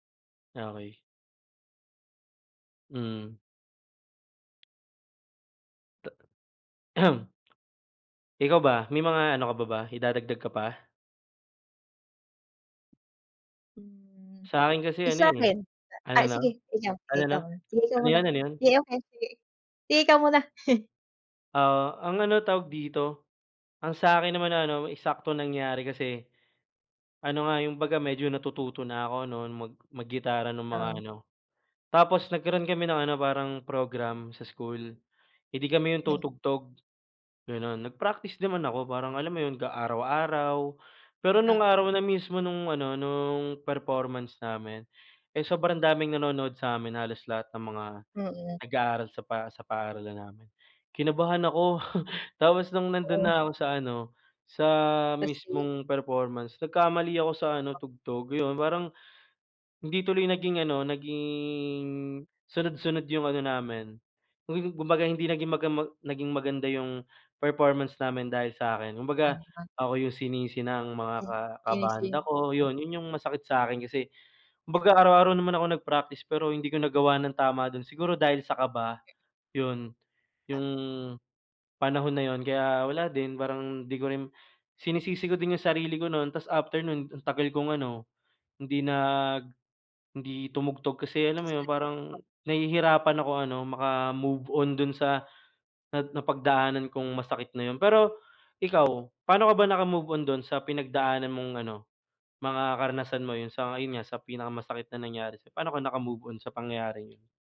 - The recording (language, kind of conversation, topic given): Filipino, unstructured, Ano ang pinakamasakit na nangyari sa iyo habang sinusubukan mong matuto ng bagong kasanayan?
- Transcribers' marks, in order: throat clearing; chuckle; chuckle; unintelligible speech